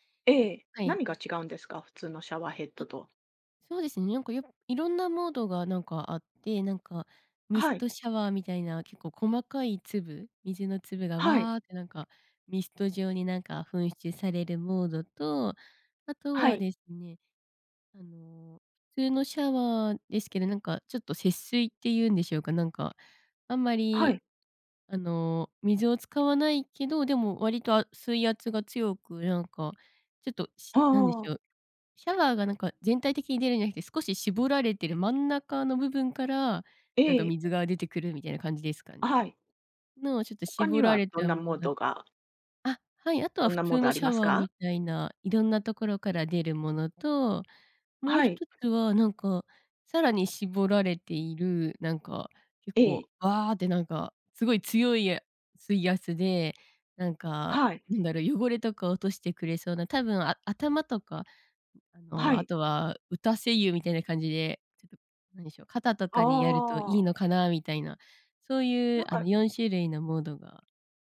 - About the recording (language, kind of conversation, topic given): Japanese, podcast, お風呂でリラックスする方法は何ですか？
- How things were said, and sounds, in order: tapping; other background noise